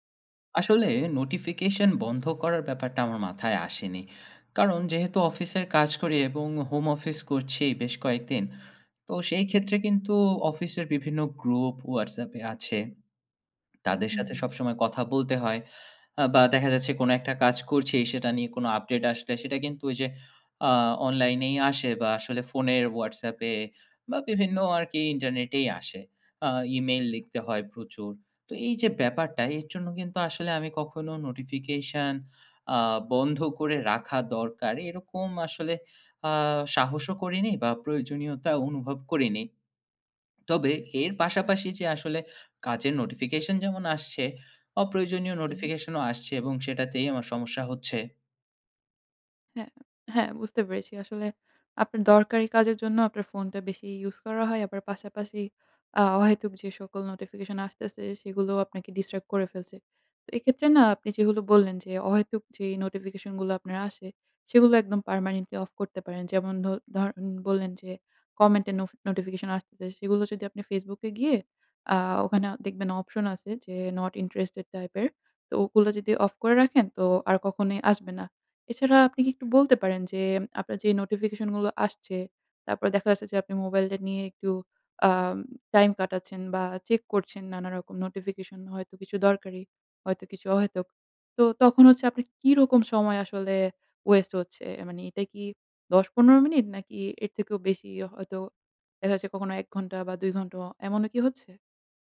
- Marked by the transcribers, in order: tapping
- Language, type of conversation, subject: Bengali, advice, ফোন ও নোটিফিকেশনে বারবার বিভ্রান্ত হয়ে কাজ থেমে যাওয়ার সমস্যা সম্পর্কে আপনি কীভাবে মোকাবিলা করেন?